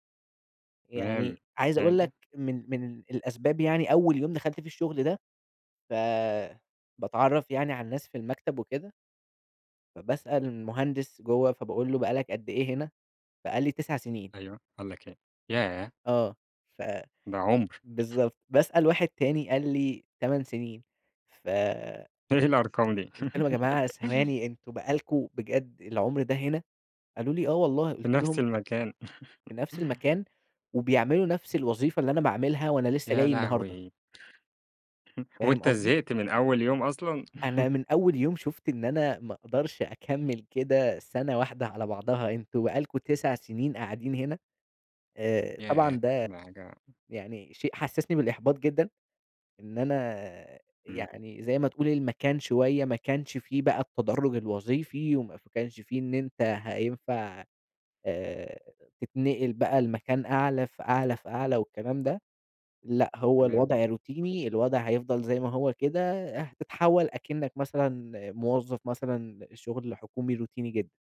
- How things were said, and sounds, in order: tapping; chuckle; giggle; giggle; chuckle; chuckle; in English: "روتيني"; in English: "روتيني"
- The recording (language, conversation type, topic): Arabic, podcast, احكيلي عن مرة قررت تطلع برا منطقة راحتك، إيه اللي حصل؟